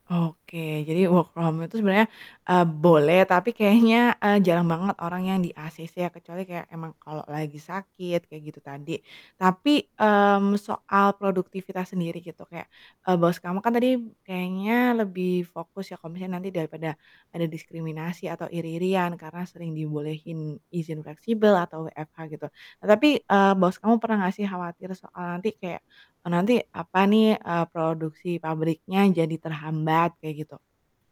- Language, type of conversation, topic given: Indonesian, podcast, Bagaimana cara membicarakan jam kerja fleksibel dengan atasan?
- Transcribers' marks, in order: in English: "work from home"; laughing while speaking: "kayaknya"